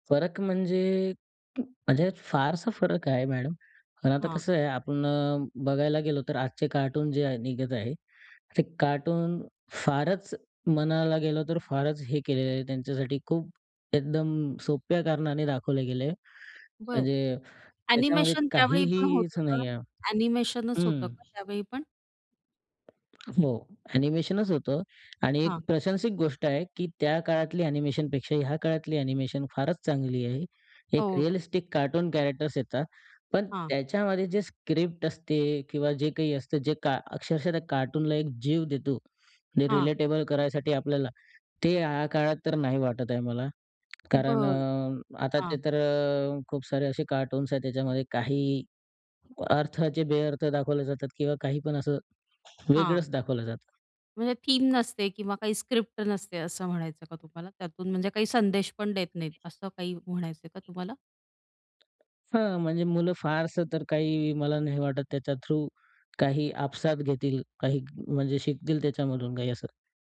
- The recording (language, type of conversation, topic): Marathi, podcast, लहानपणी तुमचा आवडता कार्टून कोणता होता?
- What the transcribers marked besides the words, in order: in English: "ॲनिमेशन"; tapping; in English: "ॲनिमेशनच"; in English: "ॲनिमेशन"; in English: "ॲनिमेशन"; in English: "रिअलिस्टिक"; in English: "कॅरेक्टर्स"; in English: "स्क्रिप्ट"; in English: "रिलेटेबल"; other background noise; in English: "थीम"; in English: "स्क्रिप्ट"; in English: "थ्रू"